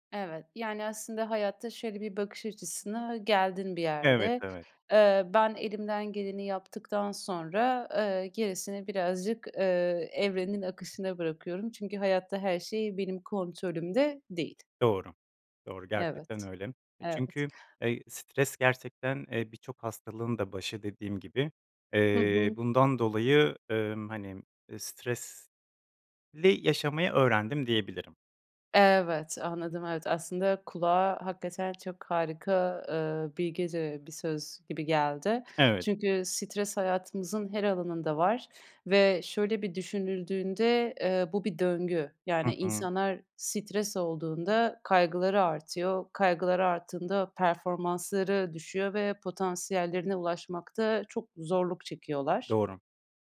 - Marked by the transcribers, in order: other background noise
- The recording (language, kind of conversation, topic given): Turkish, podcast, Sınav kaygısıyla başa çıkmak için genelde ne yaparsın?